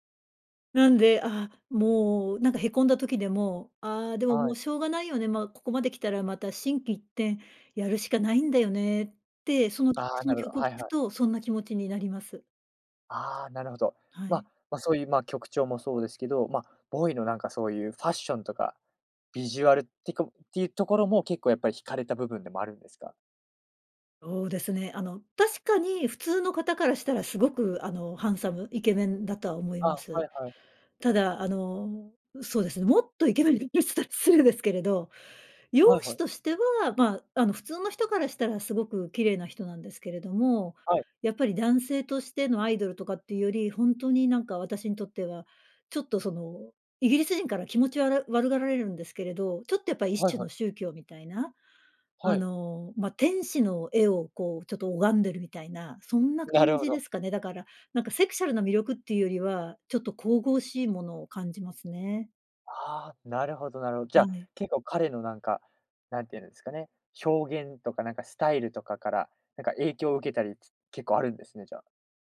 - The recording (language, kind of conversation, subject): Japanese, podcast, 自分の人生を表すプレイリストはどんな感じですか？
- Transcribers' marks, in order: unintelligible speech